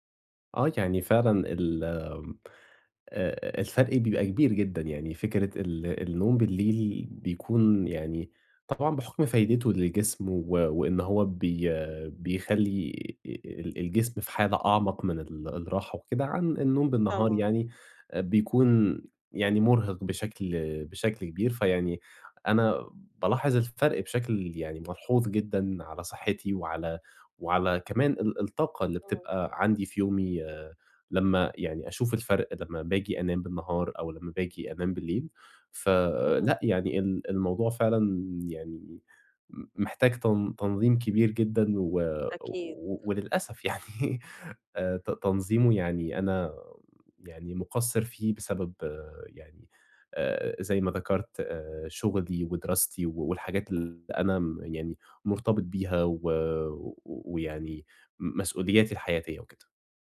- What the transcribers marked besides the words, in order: other background noise; laughing while speaking: "يعني"
- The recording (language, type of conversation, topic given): Arabic, advice, إزاي قيلولة النهار بتبوّظ نومك بالليل؟